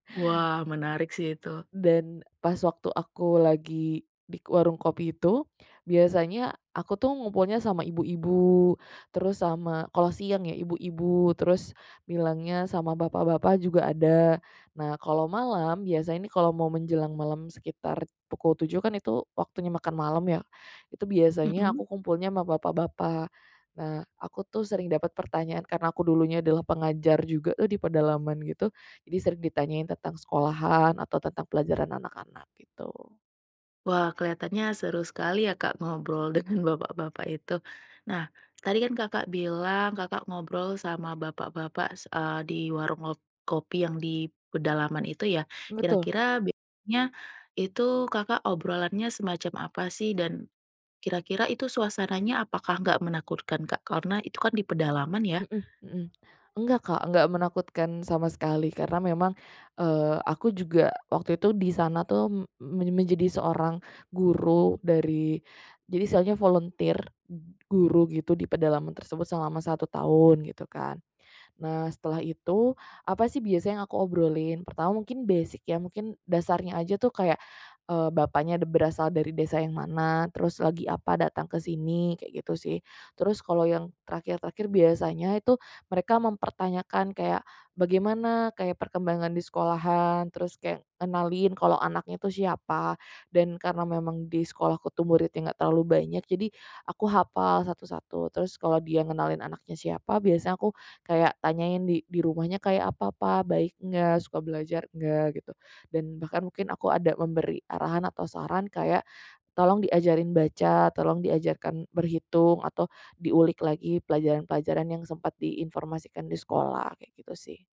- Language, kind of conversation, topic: Indonesian, podcast, Menurutmu, mengapa orang suka berkumpul di warung kopi atau lapak?
- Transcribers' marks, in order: laughing while speaking: "dengan"; "biasanya" said as "biaanya"